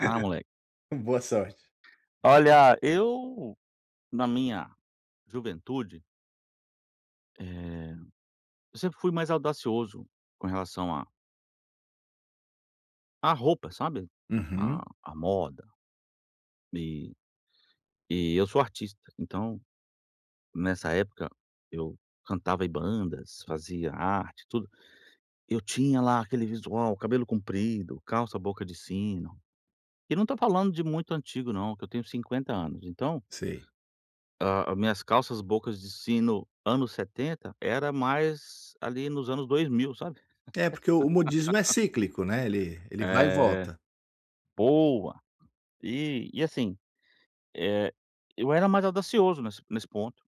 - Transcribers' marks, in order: laugh; tapping; laugh
- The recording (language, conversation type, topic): Portuguese, advice, Como posso resistir à pressão social para seguir modismos?